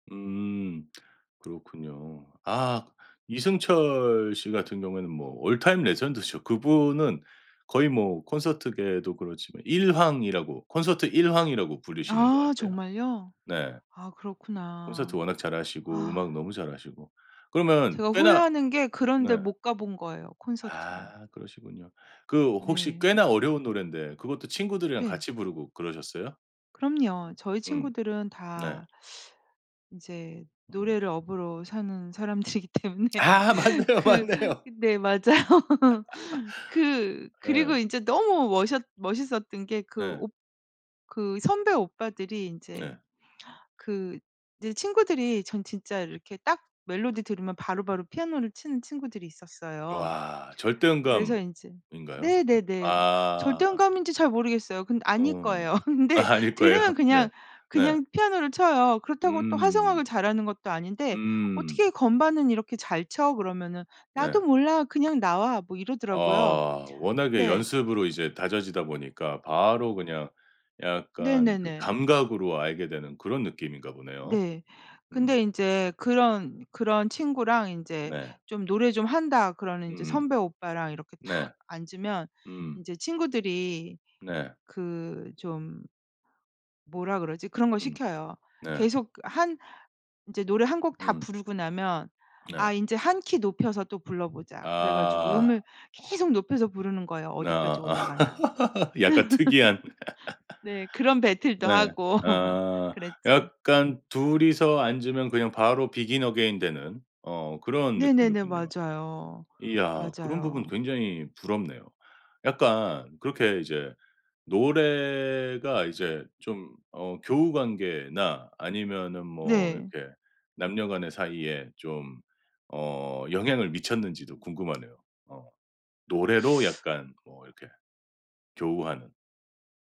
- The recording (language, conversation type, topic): Korean, podcast, 친구들과 함께 부르던 추억의 노래가 있나요?
- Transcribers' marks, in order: in English: "올 타임 레전드죠"; laughing while speaking: "사람들이기 때문에 그 네. 맞아요"; laughing while speaking: "맞네요, 맞네요"; laugh; other background noise; laugh; laugh; laughing while speaking: "아닐 거예요"; laugh; laughing while speaking: "약간 특이한"; laugh; laugh; tapping; other noise